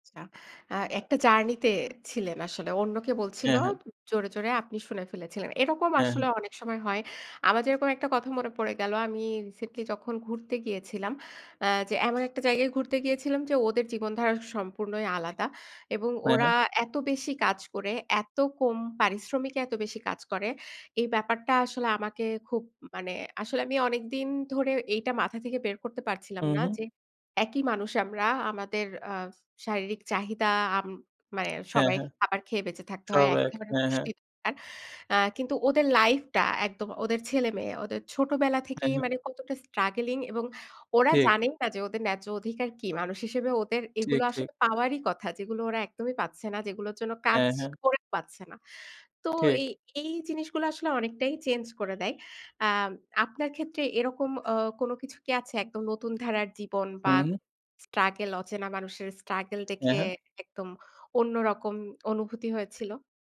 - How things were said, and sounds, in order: other background noise
- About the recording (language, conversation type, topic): Bengali, podcast, তুমি কি কখনো কোনো অচেনা মানুষের সাহায্যে তোমার জীবনে আশ্চর্য কোনো পরিবর্তন দেখেছ?